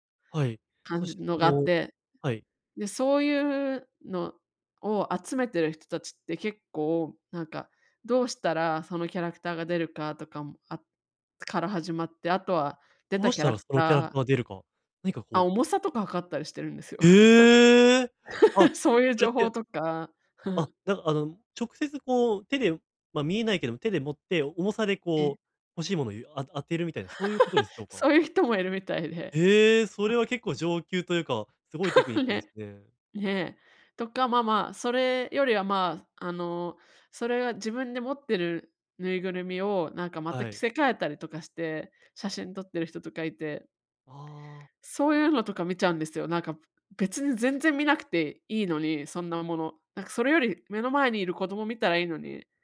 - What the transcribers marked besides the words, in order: laugh; chuckle; laugh; other background noise; tapping; laugh
- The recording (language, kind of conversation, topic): Japanese, advice, 集中したい時間にスマホや通知から距離を置くには、どう始めればよいですか？